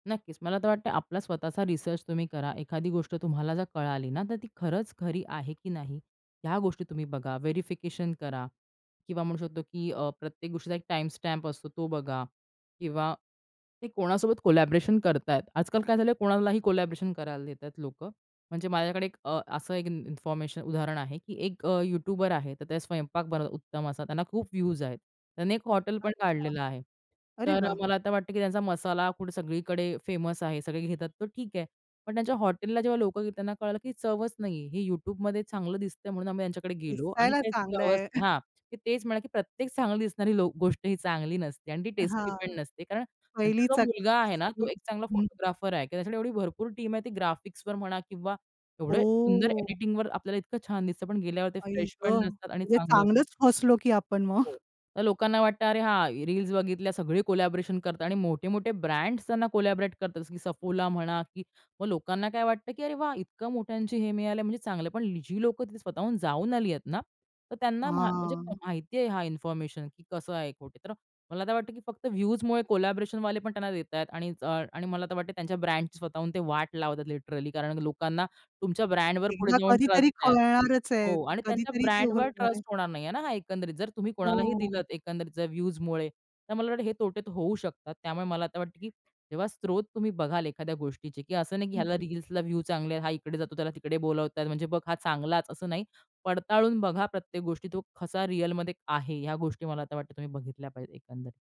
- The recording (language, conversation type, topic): Marathi, podcast, विविध स्रोत एकत्र केल्यावर कोणते फायदे आणि तोटे दिसून येतात?
- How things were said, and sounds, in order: in English: "व्हेरिफिकेशन"; in English: "टाईमस्टॅम्प"; in English: "कोलॅबोरेशन"; in English: "कोलॅबोरेशन"; in English: "फेमस"; chuckle; unintelligible speech; in English: "टीम"; drawn out: "ओ!"; in English: "फ्रेश"; chuckle; in English: "कोलॅबोरेशन"; in English: "कोलॅबोरेट"; other background noise; drawn out: "हां"; in English: "कोलॅबोरेशनवाले"; in English: "लिटरली"; in English: "ट्रस्ट"; in English: "ट्रस्ट"; drawn out: "हो"